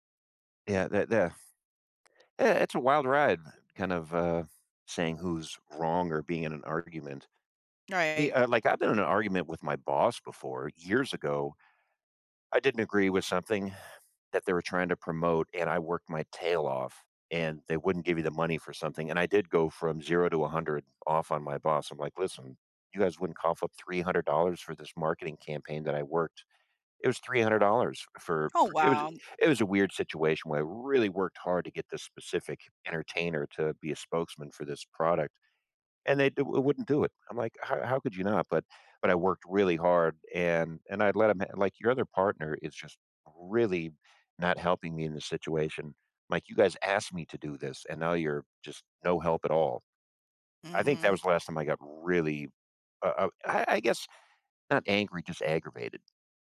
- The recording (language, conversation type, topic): English, unstructured, How do you deal with someone who refuses to apologize?
- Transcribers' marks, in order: stressed: "really"